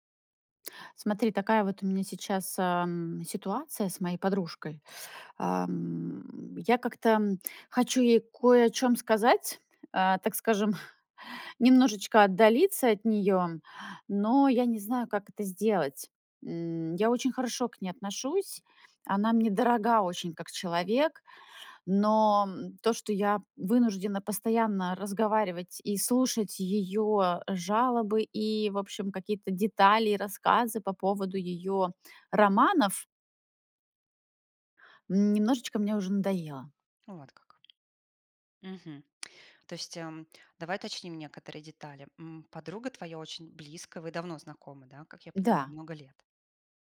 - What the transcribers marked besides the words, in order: tapping; laughing while speaking: "скажем"; tsk
- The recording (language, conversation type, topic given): Russian, advice, С какими трудностями вы сталкиваетесь при установлении личных границ в дружбе?